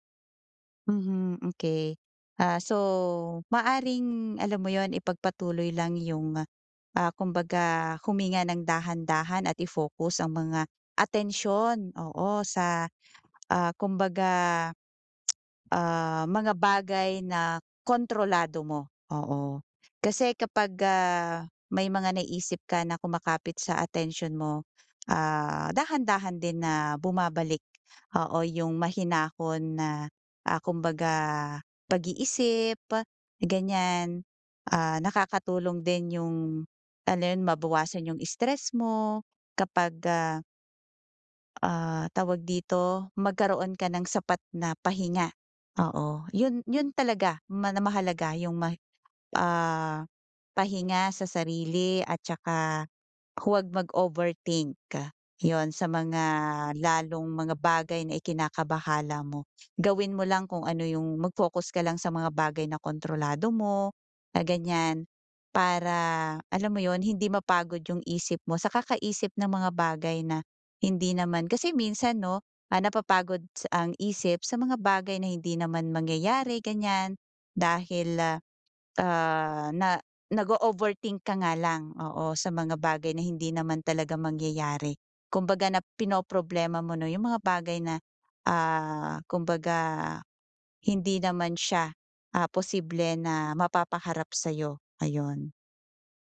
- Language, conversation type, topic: Filipino, advice, Paano ko mapagmamasdan ang aking isip nang hindi ako naaapektuhan?
- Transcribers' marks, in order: tapping; tsk; other background noise